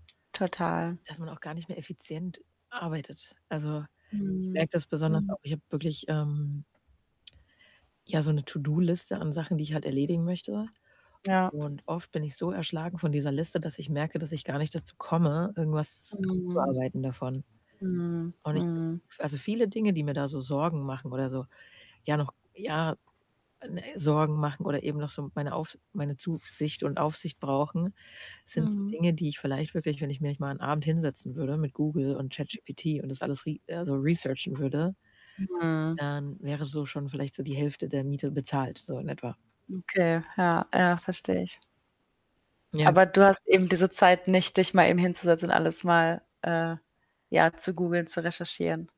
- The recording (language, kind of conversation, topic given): German, advice, Wie kann ich die tägliche Überforderung durch zu viele Entscheidungen in meinem Leben reduzieren?
- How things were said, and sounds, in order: static; tapping; distorted speech; other background noise; in English: "researchen"